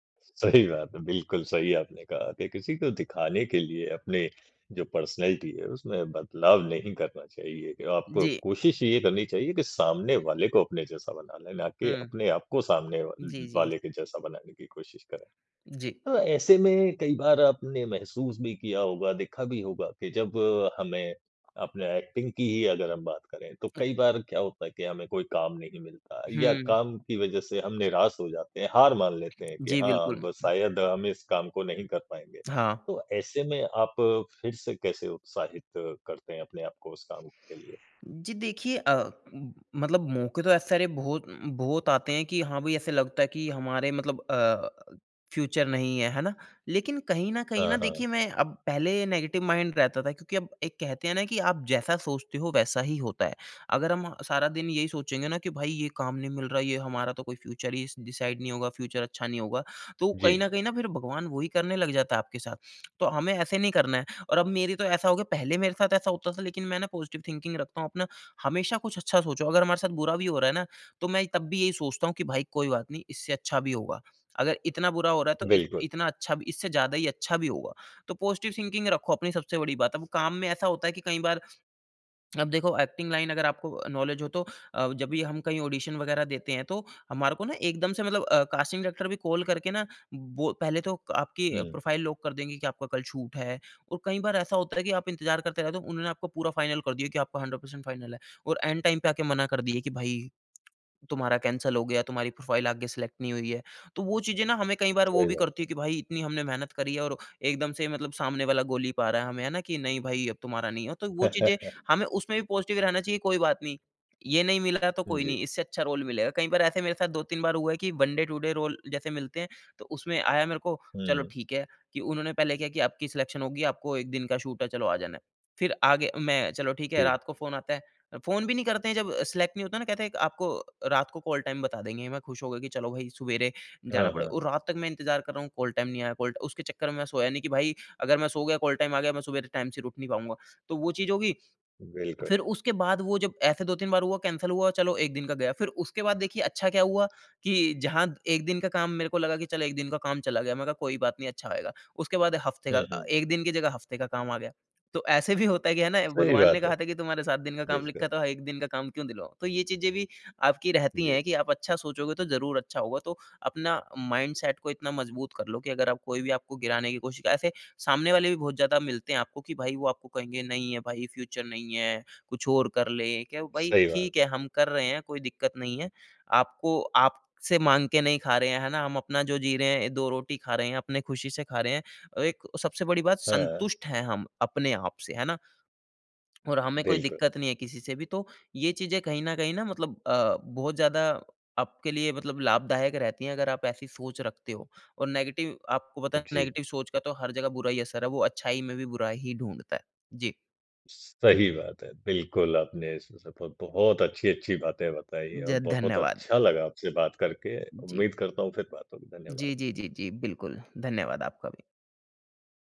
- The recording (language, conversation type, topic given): Hindi, podcast, आप सीखने की जिज्ञासा को कैसे जगाते हैं?
- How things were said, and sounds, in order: in English: "पर्सनैलिटी"; in English: "एक्टिंग"; tapping; in English: "फ़्यूचर"; in English: "नेगेटिव माइंड"; in English: "फ़्यूचर"; in English: "डिसाइड"; in English: "फ़्यूचर"; tongue click; in English: "पॉज़िटिव थिंकिंग"; in English: "पॉज़िटिव थिंकिंग"; in English: "एक्टिंग लाइन"; in English: "नॉलेज"; in English: "ऑडिशन"; in English: "कास्टिंग डायरेक्टर"; in English: "कॉल"; in English: "प्रोफाइल लॉक"; in English: "शूट"; in English: "फ़ाइनल"; in English: "हंड्रेड पर्सेंट फाइनल"; in English: "एंड टाइम"; tongue click; in English: "कैंसल"; in English: "प्रोफाइल"; in English: "सेलेक्ट"; chuckle; in English: "पॉज़िटिव"; other background noise; in English: "रोल"; in English: "वन डे टू डे रोल"; in English: "सिलेक्शन"; in English: "शूट"; in English: "सेलेक्ट"; in English: "कॉल टाइम"; in English: "कॉल टाइम"; in English: "कॉल"; in English: "कॉल टाइम"; in English: "टाइम"; in English: "कैंसल"; laughing while speaking: "ऐसे भी"; in English: "माइंडसेट"; in English: "फ़्यूचर"; in English: "नेगेटिव"; in English: "नेगेटिव"